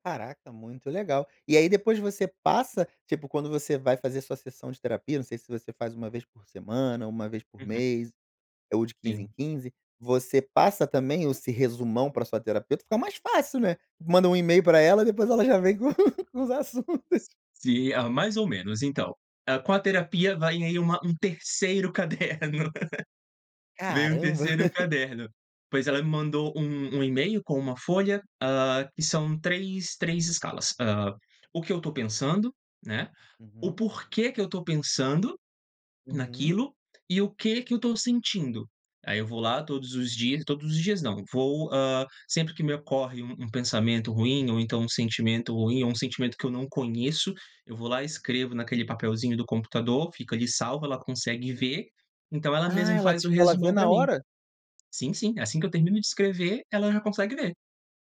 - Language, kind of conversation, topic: Portuguese, podcast, Como encaixar a autocompaixão na rotina corrida?
- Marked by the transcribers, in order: laugh; laugh; laugh